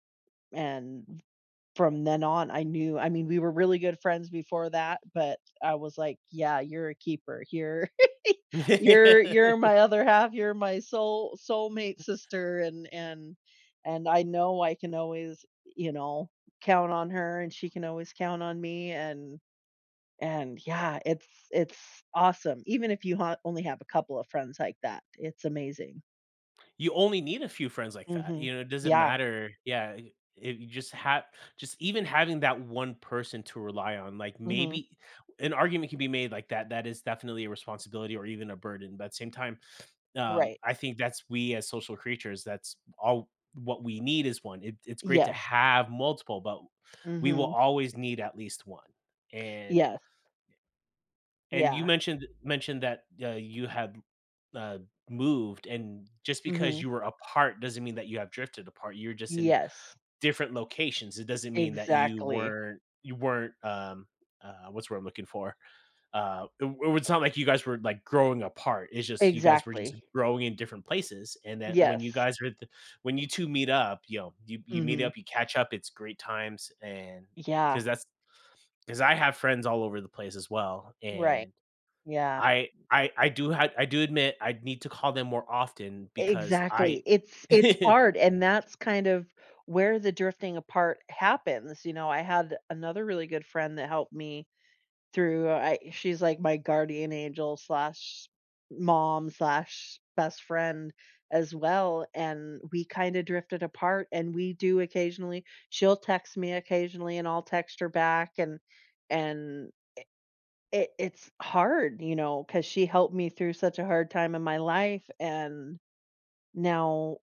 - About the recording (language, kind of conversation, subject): English, unstructured, How do you cope with changes in your friendships over time?
- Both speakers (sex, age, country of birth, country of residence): female, 40-44, United States, United States; male, 40-44, United States, United States
- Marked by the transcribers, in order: laugh; sniff; laugh